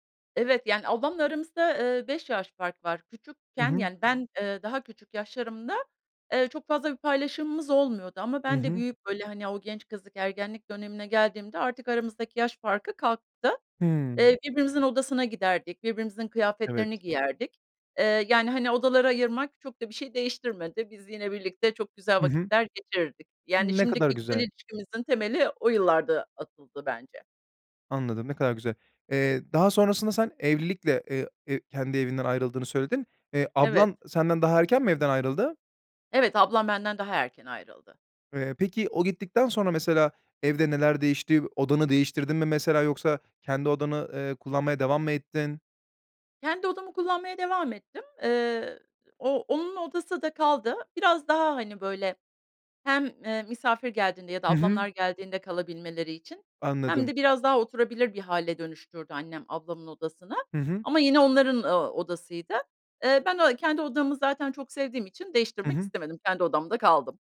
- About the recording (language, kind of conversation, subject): Turkish, podcast, Sıkışık bir evde düzeni nasıl sağlayabilirsin?
- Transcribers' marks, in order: other background noise; tapping